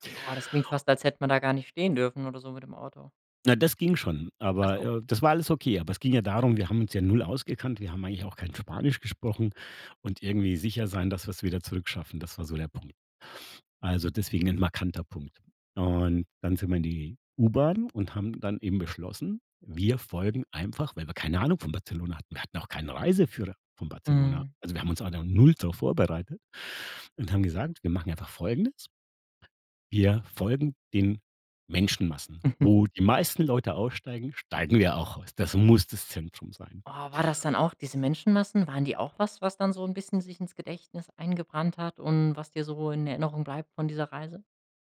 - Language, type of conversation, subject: German, podcast, Gibt es eine Reise, die dir heute noch viel bedeutet?
- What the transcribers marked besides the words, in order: stressed: "null"; giggle; stressed: "muss"